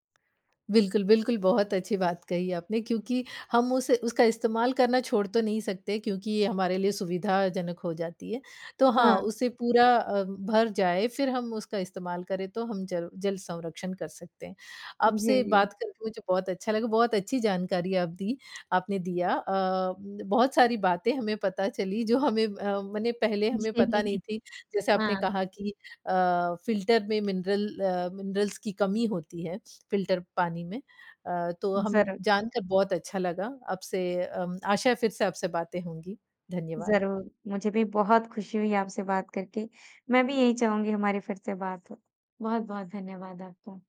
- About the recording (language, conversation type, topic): Hindi, podcast, जल संरक्षण करने और रोज़मर्रा में पानी बचाने के आसान तरीके क्या हैं?
- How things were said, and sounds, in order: in English: "फ़िल्टर"; in English: "मिनरल"; in English: "मिनरल्स"; in English: "फ़िल्टर"